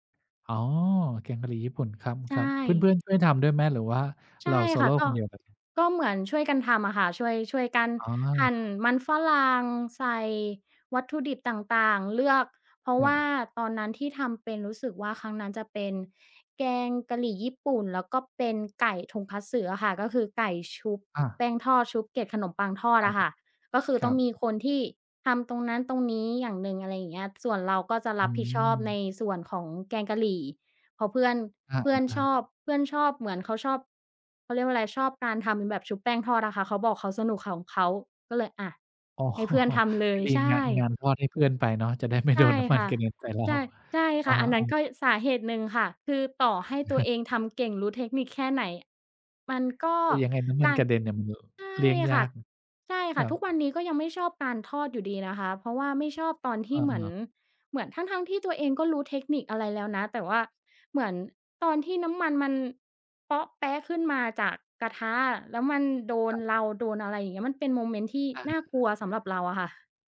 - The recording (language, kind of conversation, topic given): Thai, podcast, ทำไมคุณถึงชอบทำอาหาร?
- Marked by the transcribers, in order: in English: "โซโล"; in Japanese: "Tonkotsu"; other background noise; laughing while speaking: "อ๋อ"; chuckle; tapping